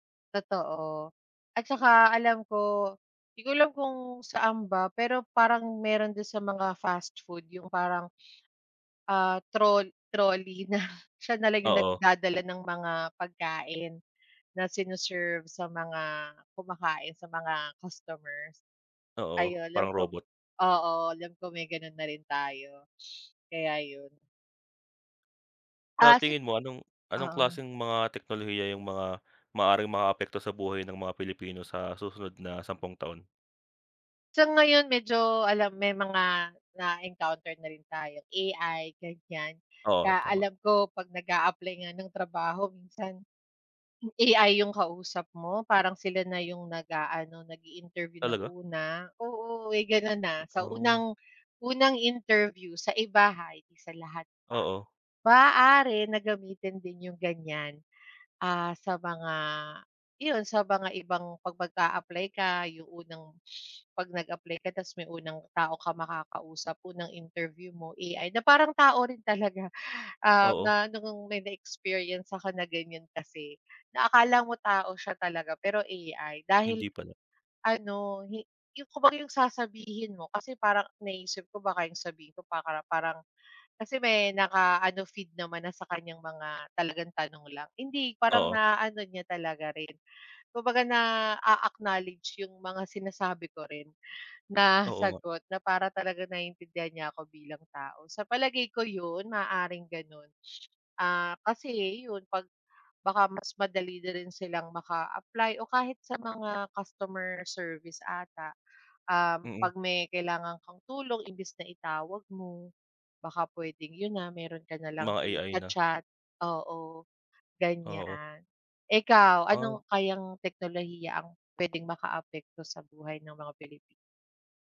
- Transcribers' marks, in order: tapping; sniff; other background noise; sniff; sniff; sniff
- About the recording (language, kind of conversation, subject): Filipino, unstructured, Paano mo nakikita ang magiging kinabukasan ng teknolohiya sa Pilipinas?